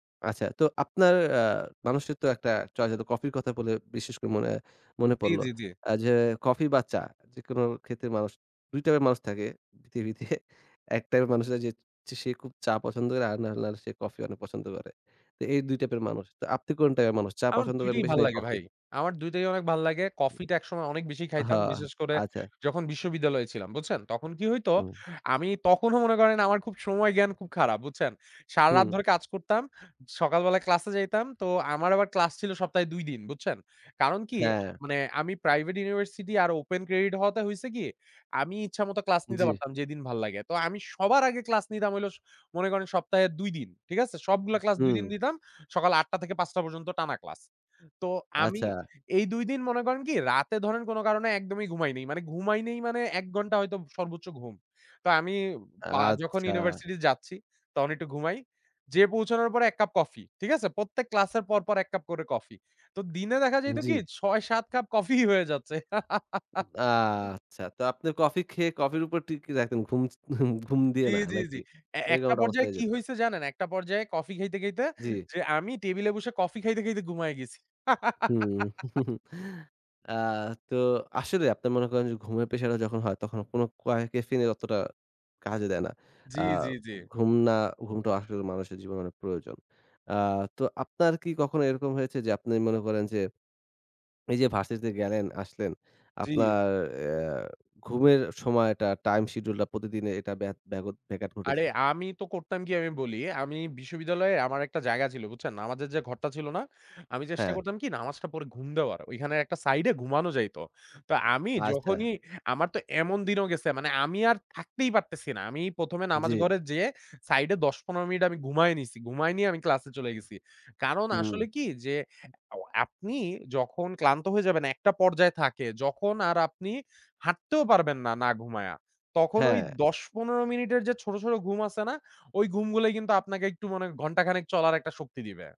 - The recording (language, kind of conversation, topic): Bengali, podcast, তুমি ফ্রি সময় সবচেয়ে ভালো কীভাবে কাটাও?
- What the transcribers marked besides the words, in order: "টাইপের" said as "টায়ের"; in English: "open credit"; stressed: "সবার আগে"; scoff; giggle; "আপনার" said as "আপ্নের"; scoff; chuckle; giggle; swallow; in English: "টাইম-শিডিউল"